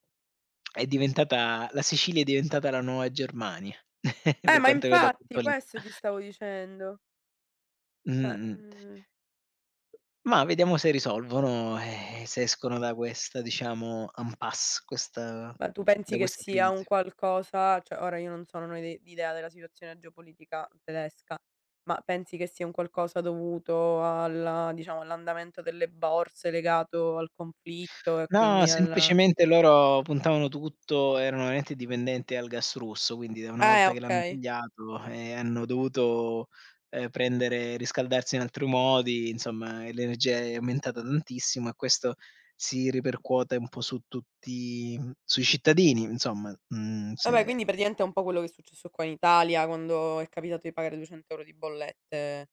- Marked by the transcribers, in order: tongue click; chuckle; sigh; put-on voice: "impasse"; in French: "impasse"; "veramente" said as "vente"; "praticamente" said as "pratiente"
- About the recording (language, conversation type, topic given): Italian, unstructured, Come ti prepari ad affrontare le spese impreviste?